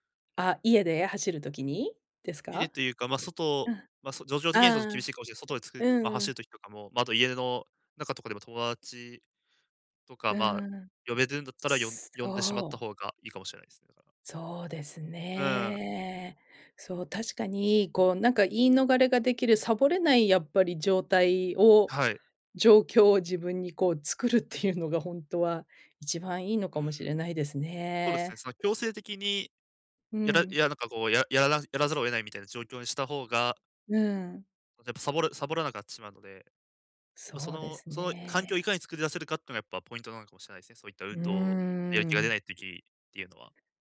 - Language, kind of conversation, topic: Japanese, advice, やる気が出ないとき、どうすれば物事を続けられますか？
- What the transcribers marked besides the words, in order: none